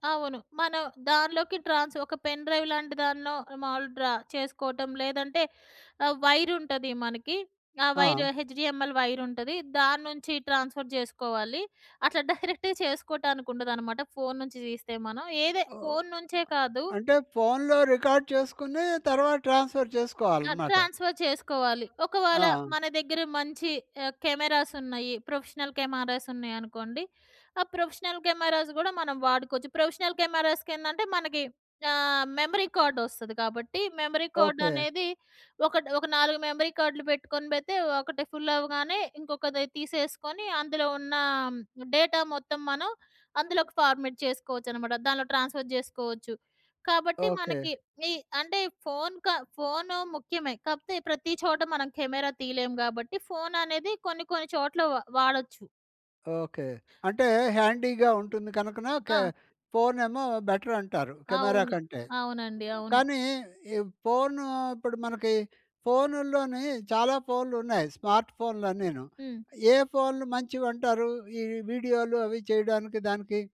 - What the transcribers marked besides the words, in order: in English: "పెన్ డ్రైవ్"; in English: "వైర్"; in English: "వైర్ హెచ్‍డిఎంఎల్ వైర్"; in English: "ట్రాన్స్ఫర్"; in English: "డైరెక్ట్‌గా"; in English: "రికార్డ్"; in English: "ట్రాన్స్ఫర్"; in English: "ట్రాన్స్ఫర్"; in English: "కెమెరాస్"; in English: "ప్రొఫెషనల్ కెమెరాస్"; in English: "ప్రొఫెషనల్ కెమెరాస్"; in English: "ప్రొఫెషనల్ కెమెరాస్‌కి"; in English: "మెమరీ కార్డ్"; in English: "మెమరీ కార్డ్"; in English: "ఫుల్"; in English: "డేటా"; in English: "ఫార్మాట్"; in English: "ట్రాన్స్ఫర్"; in English: "కెమెరా"; in English: "హ్యాండీగా"; in English: "బెటర్"; in English: "కెమెరా"
- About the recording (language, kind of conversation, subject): Telugu, podcast, ఫోన్‌తో మంచి వీడియోలు ఎలా తీసుకోవచ్చు?